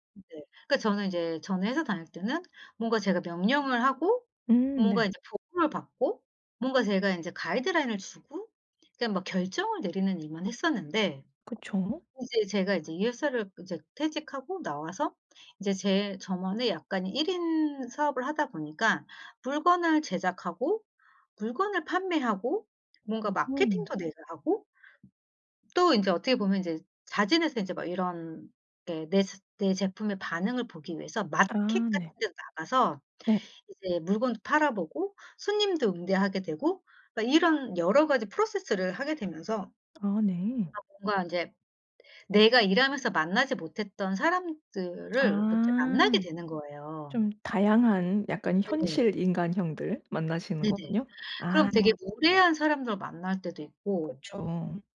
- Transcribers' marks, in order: other background noise
- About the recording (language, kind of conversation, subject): Korean, advice, 사회적 지위 변화로 낮아진 자존감을 회복하고 정체성을 다시 세우려면 어떻게 해야 하나요?